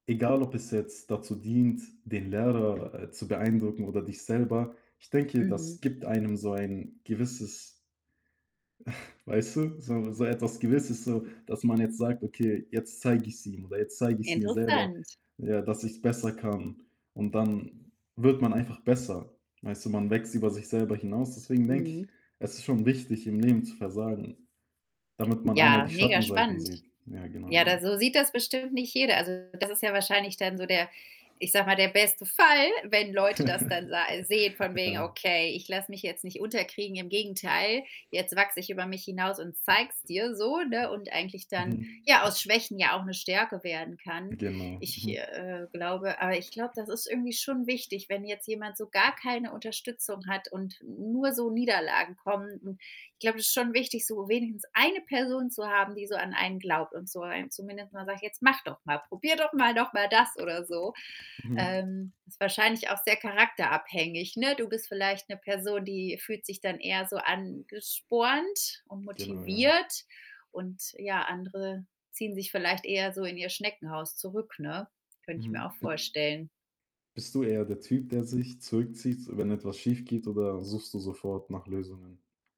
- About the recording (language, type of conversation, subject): German, unstructured, Wie gehst du mit Versagen um?
- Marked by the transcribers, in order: distorted speech; other background noise; static; chuckle; chuckle